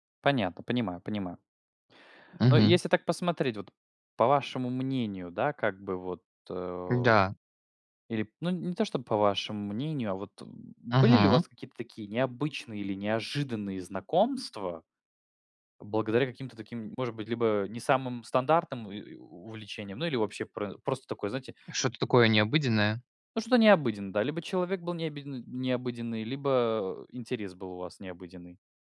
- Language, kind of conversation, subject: Russian, unstructured, Как хобби помогает заводить новых друзей?
- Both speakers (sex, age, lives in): male, 20-24, Germany; male, 25-29, Poland
- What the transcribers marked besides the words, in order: tapping